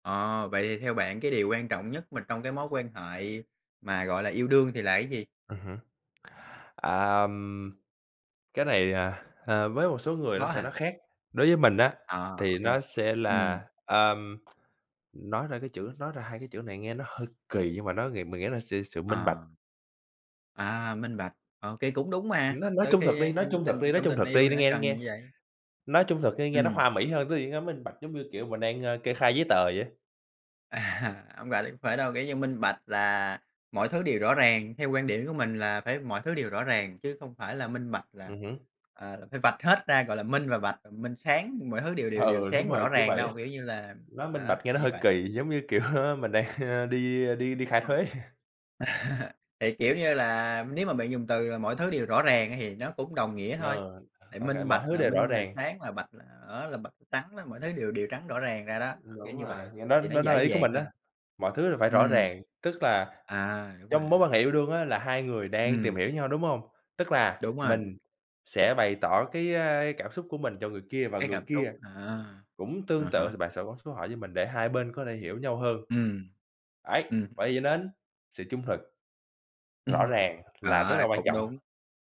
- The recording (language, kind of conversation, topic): Vietnamese, unstructured, Theo bạn, điều quan trọng nhất trong một mối quan hệ là gì?
- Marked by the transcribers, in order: other background noise; tapping; laughing while speaking: "À"; laughing while speaking: "kiểu, ơ, mình đang"; laugh; laughing while speaking: "thuế"